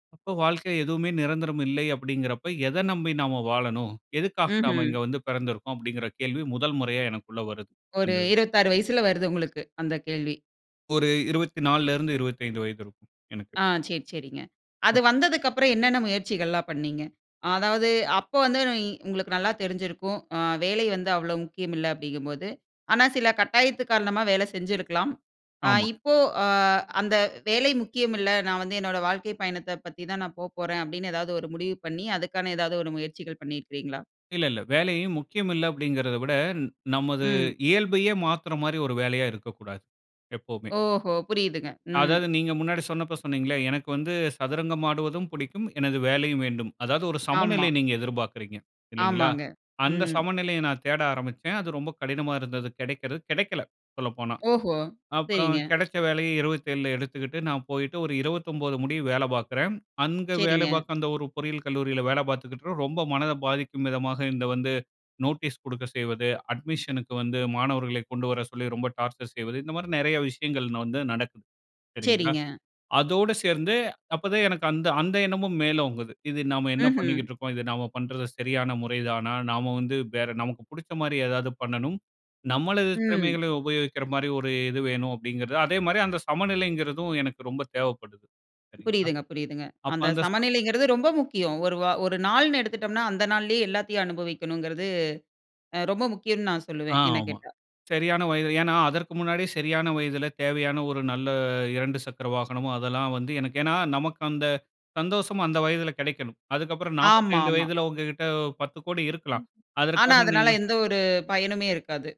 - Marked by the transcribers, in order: other background noise; "வாழ்க்கையில" said as "வாழ்க்கை"; unintelligible speech; "கட்டாயத்தின்" said as "கட்டாயத்து"; "பாத்துக்கிட்ருக்கப்ப" said as "பாத்துக்கிட்டுற"; drawn out: "நல்ல"; other noise
- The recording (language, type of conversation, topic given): Tamil, podcast, வேலைக்கும் வாழ்க்கைக்கும் ஒரே அர்த்தம்தான் உள்ளது என்று நீங்கள் நினைக்கிறீர்களா?